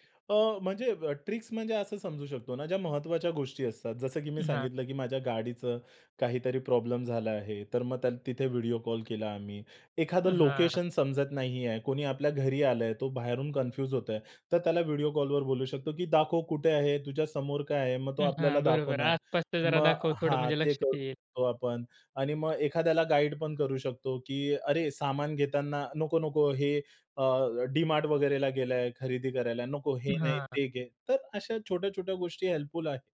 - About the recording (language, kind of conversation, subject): Marathi, podcast, व्हिडिओ कॉल आणि प्रत्यक्ष भेट यांतील फरक तुम्हाला कसा जाणवतो?
- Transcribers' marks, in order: in English: "ट्रिक्स"; tapping; other background noise; in English: "हेल्पफुल"